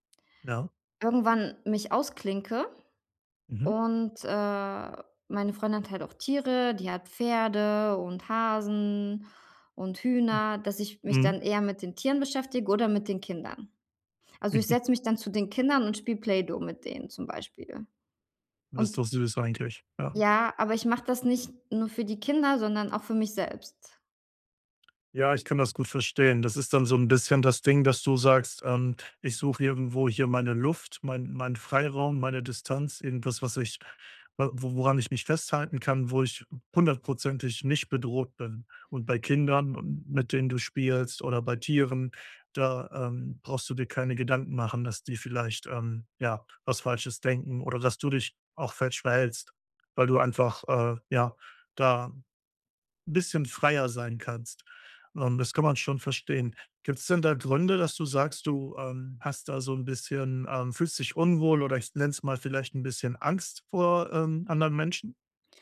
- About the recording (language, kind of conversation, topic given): German, advice, Warum fühle ich mich bei Feiern mit Freunden oft ausgeschlossen?
- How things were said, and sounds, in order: other background noise; chuckle; tapping